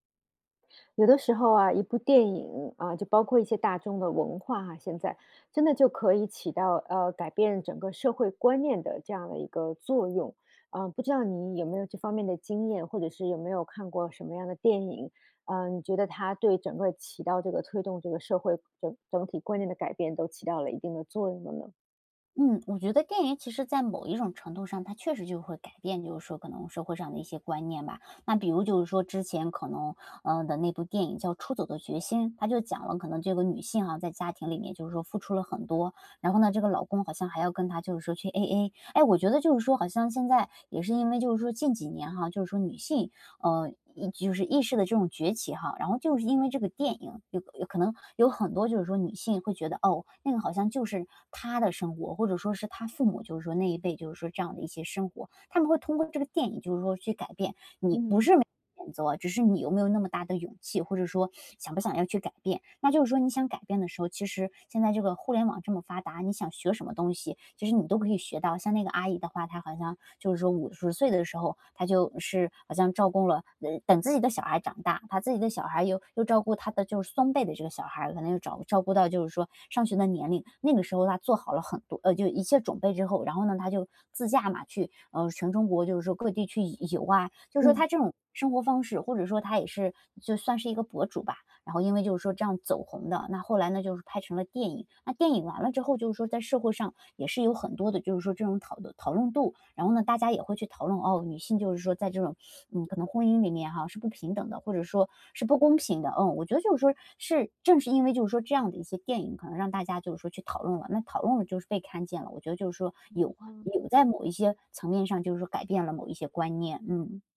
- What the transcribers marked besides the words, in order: other background noise; unintelligible speech; teeth sucking; teeth sucking
- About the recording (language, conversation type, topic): Chinese, podcast, 电影能改变社会观念吗？